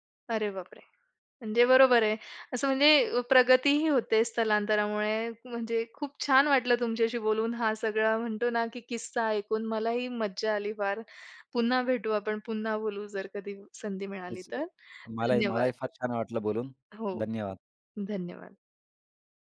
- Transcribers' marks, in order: tapping; other background noise
- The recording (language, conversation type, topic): Marathi, podcast, बाबा-आजोबांच्या स्थलांतराच्या गोष्टी सांगशील का?